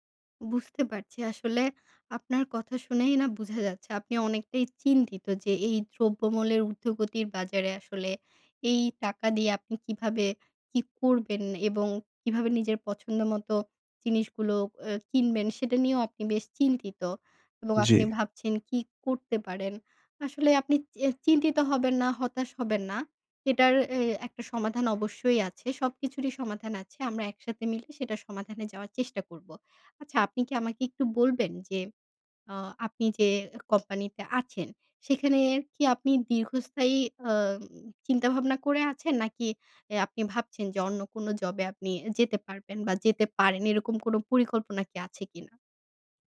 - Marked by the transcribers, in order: tapping
- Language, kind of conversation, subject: Bengali, advice, বাজেটের মধ্যে ভালো মানের পোশাক কোথায় এবং কীভাবে পাব?